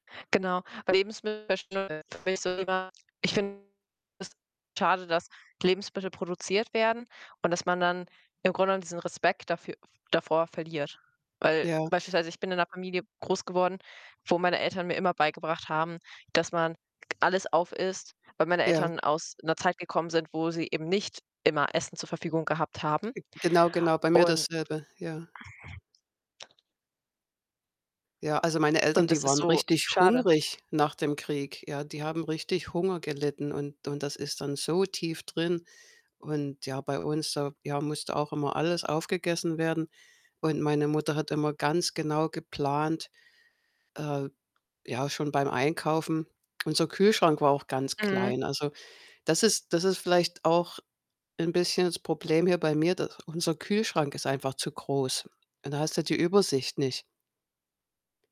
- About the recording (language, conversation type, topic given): German, unstructured, Wie stehst du zur Lebensmittelverschwendung?
- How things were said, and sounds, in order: distorted speech; other background noise; static